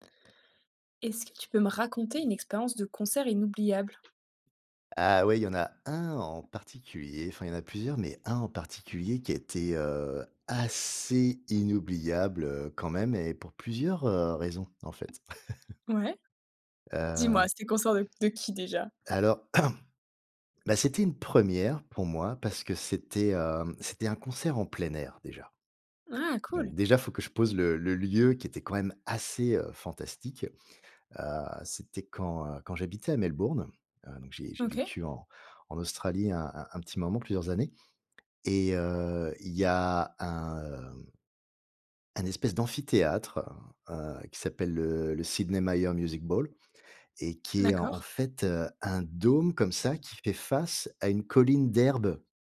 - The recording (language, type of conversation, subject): French, podcast, Quelle expérience de concert inoubliable as-tu vécue ?
- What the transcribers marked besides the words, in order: tapping; stressed: "Ah ouais"; stressed: "assez"; other background noise; chuckle; throat clearing